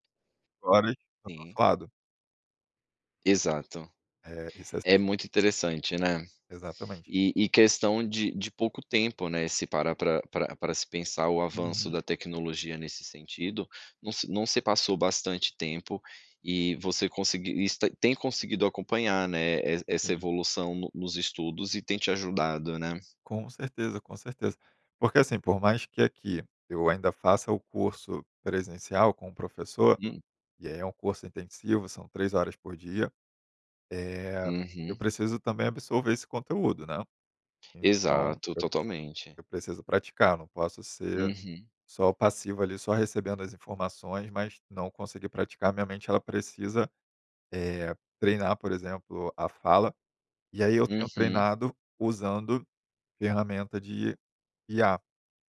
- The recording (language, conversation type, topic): Portuguese, podcast, Como a tecnologia ajuda ou atrapalha seus estudos?
- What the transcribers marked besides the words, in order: unintelligible speech